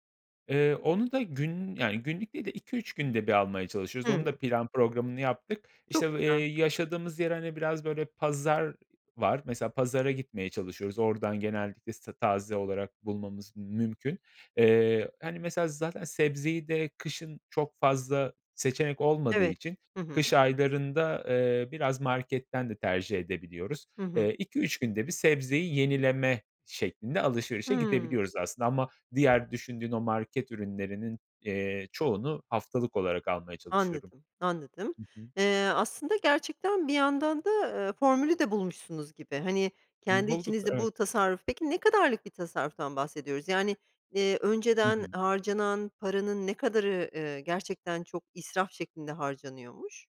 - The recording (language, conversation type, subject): Turkish, podcast, Evde para tasarrufu için neler yapıyorsunuz?
- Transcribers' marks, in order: none